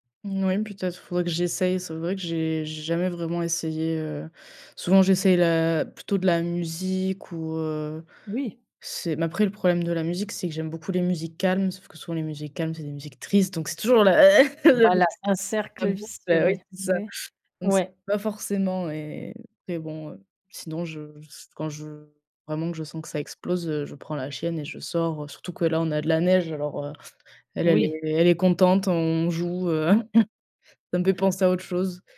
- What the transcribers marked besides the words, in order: tapping; chuckle; chuckle
- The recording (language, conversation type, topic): French, advice, Comment puis-je apprendre à accepter l’anxiété ou la tristesse sans chercher à les fuir ?